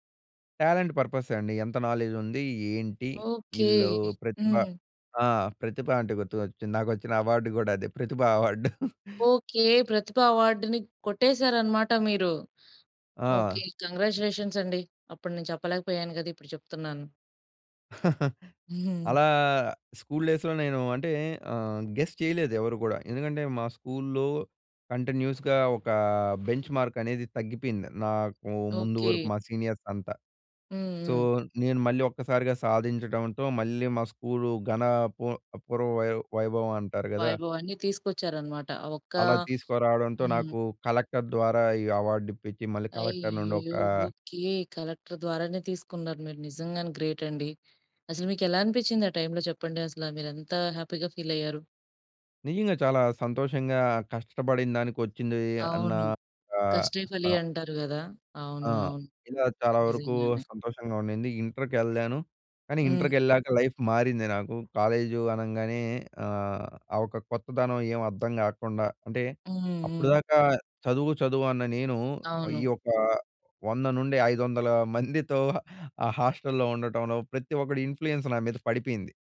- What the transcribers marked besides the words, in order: in English: "టాలెంట్"; in English: "నాలెడ్జ్"; other background noise; chuckle; in English: "అవార్డ్‌ని"; in English: "కాంగ్రాచ్యులేషన్స్"; chuckle; in English: "స్కూల్ డేస్‌లో"; chuckle; in English: "గెస్"; in English: "స్కూల్‌లో కంటిన్యూస్‌గా"; in English: "బెంచ్‌మార్క్"; in English: "సీనియర్స్"; in English: "సో"; in English: "కలెక్టర్"; in English: "కలెక్టర్"; in English: "కలెక్టర్"; in English: "గ్రేట్"; in English: "టైమ్‌లో"; in English: "హ్యాపీగా"; in English: "లైఫ్"; in English: "ఇన్‌ఫ్లూయెన్స్"
- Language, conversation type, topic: Telugu, podcast, క్యాలెండర్‌ని ప్లాన్ చేయడంలో మీ చిట్కాలు ఏమిటి?